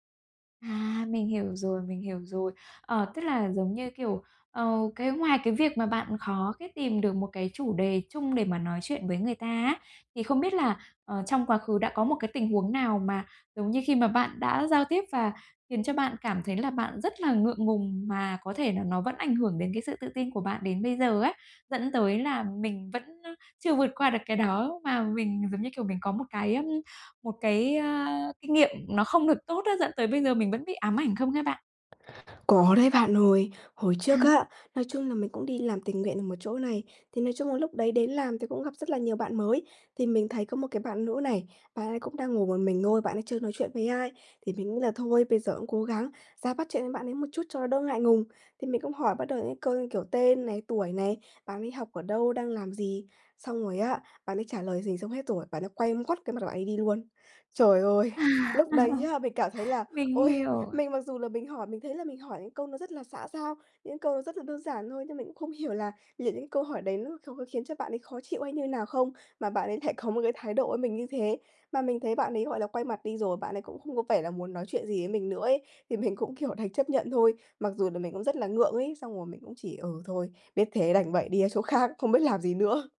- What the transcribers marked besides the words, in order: tapping; laughing while speaking: "ôi"; laughing while speaking: "À!"; laugh
- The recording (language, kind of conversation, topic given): Vietnamese, advice, Làm sao tôi có thể xây dựng sự tự tin khi giao tiếp trong các tình huống xã hội?